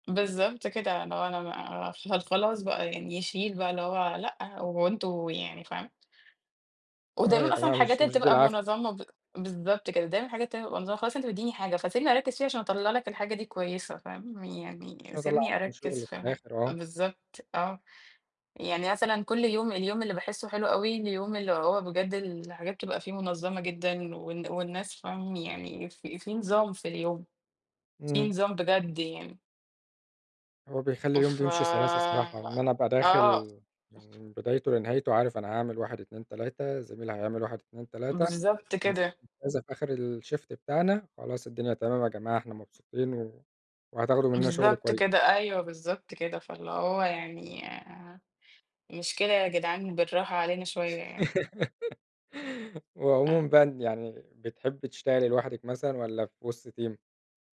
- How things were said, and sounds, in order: other background noise; tapping; in English: "الshift"; giggle; in English: "team؟"
- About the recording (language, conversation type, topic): Arabic, unstructured, إيه أحسن يوم عدى عليك في شغلك وليه؟
- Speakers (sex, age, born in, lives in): female, 25-29, Egypt, Egypt; male, 25-29, Egypt, Egypt